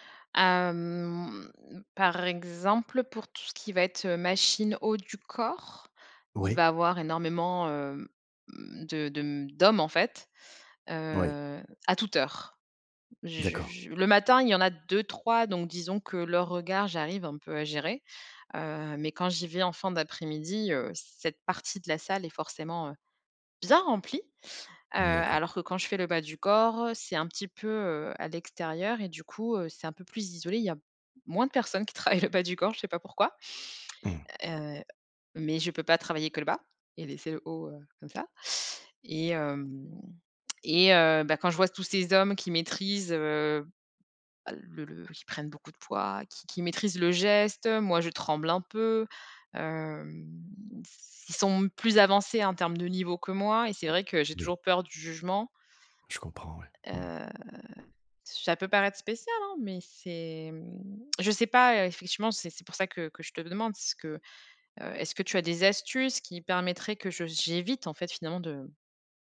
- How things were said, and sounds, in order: drawn out: "Hem"; stressed: "corps"; stressed: "bien remplie"; laughing while speaking: "qui travaillent le bas"; tapping; stressed: "hein"
- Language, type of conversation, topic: French, advice, Comment gérer l’anxiété à la salle de sport liée au regard des autres ?